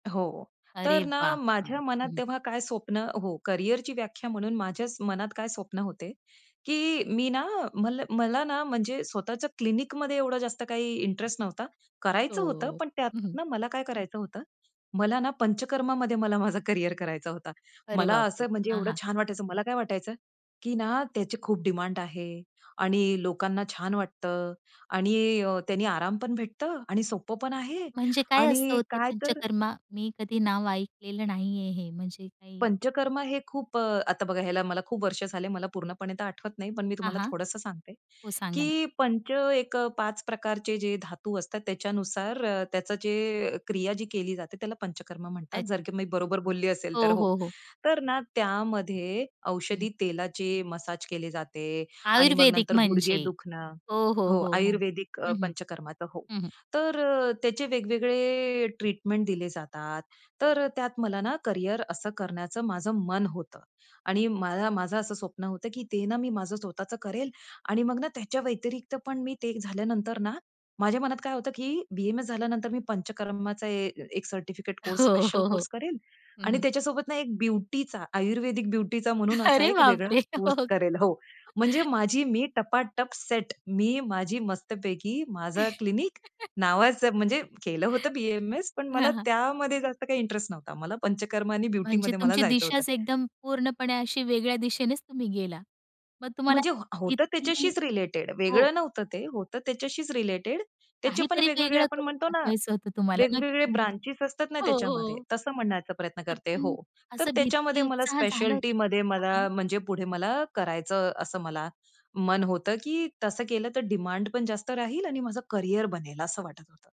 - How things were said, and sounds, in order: other background noise; tapping; laughing while speaking: "हो, हो, हो"; laughing while speaking: "अरे बापरे!"; unintelligible speech; chuckle; chuckle; unintelligible speech; unintelligible speech; in English: "स्पेशलिटीमध्ये"; unintelligible speech
- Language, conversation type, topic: Marathi, podcast, तुमची करिअरची व्याख्या कशी बदलली?